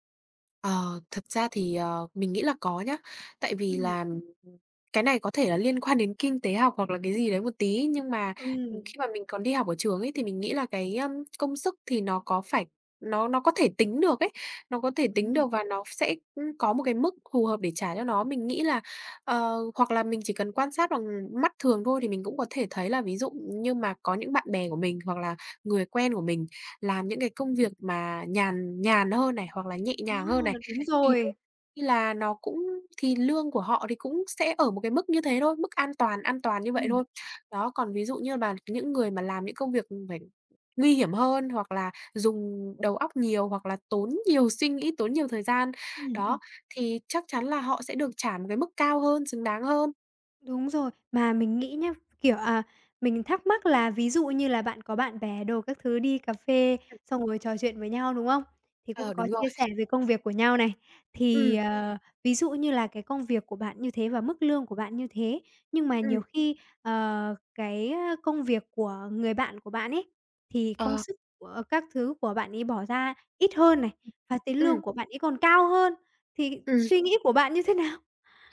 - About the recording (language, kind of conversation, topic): Vietnamese, podcast, Tiền lương quan trọng tới mức nào khi chọn việc?
- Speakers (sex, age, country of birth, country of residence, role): female, 20-24, Vietnam, Vietnam, guest; female, 45-49, Vietnam, Vietnam, host
- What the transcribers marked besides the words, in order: tapping; laughing while speaking: "quan"; other background noise; background speech; laughing while speaking: "thế nào?"